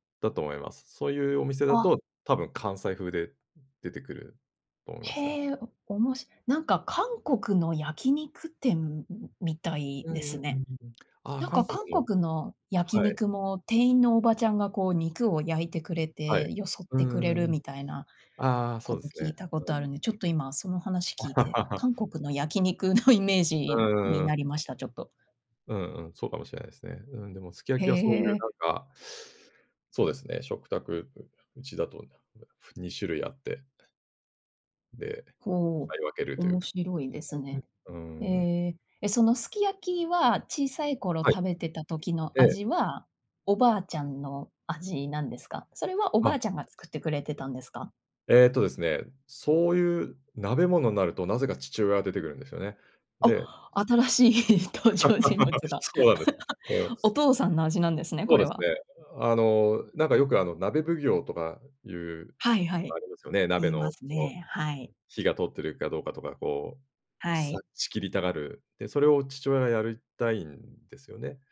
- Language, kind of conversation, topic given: Japanese, podcast, 子どもの頃の食卓で一番好きだった料理は何ですか？
- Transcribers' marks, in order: laugh; unintelligible speech; other noise; unintelligible speech; laughing while speaking: "新しい登場人物が"; laugh